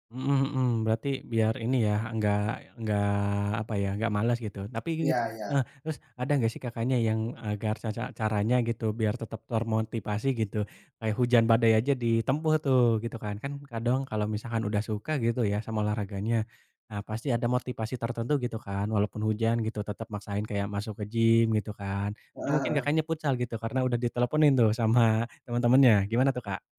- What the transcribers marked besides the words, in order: other background noise; laughing while speaking: "sama"
- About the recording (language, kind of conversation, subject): Indonesian, unstructured, Apa manfaat terbesar yang kamu rasakan dari berolahraga?
- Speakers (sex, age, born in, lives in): male, 20-24, Indonesia, Indonesia; male, 20-24, Indonesia, Indonesia